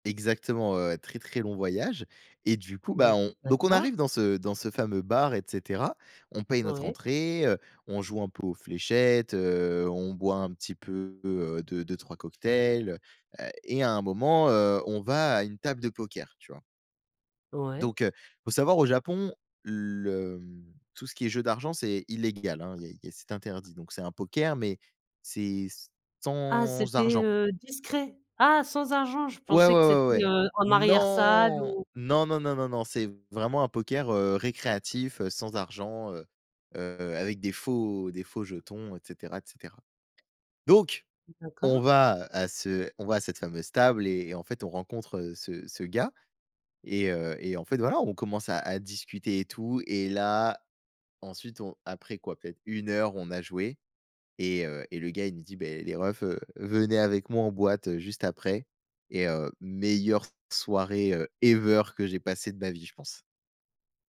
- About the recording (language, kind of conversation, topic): French, podcast, Quelle a été ta plus belle rencontre en voyage ?
- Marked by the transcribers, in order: surprised: "Ah"; drawn out: "Non"; other background noise; in English: "ever"